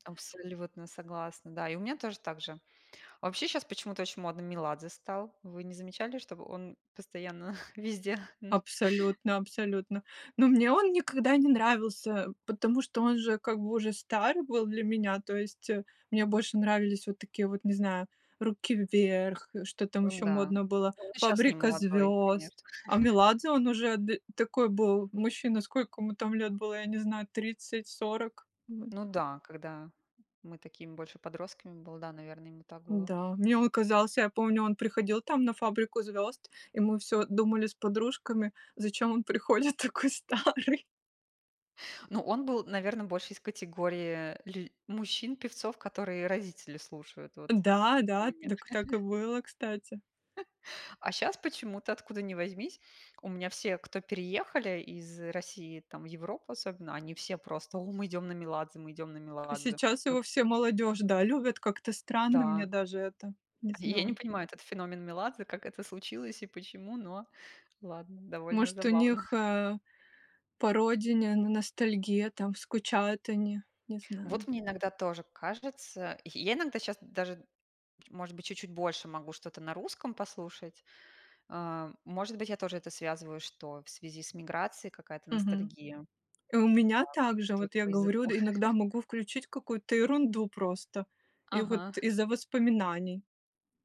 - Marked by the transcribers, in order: chuckle; other background noise; laugh; laughing while speaking: "приходит такой старый?"; chuckle; chuckle; laugh
- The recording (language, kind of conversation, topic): Russian, unstructured, Какую роль играет музыка в твоей жизни?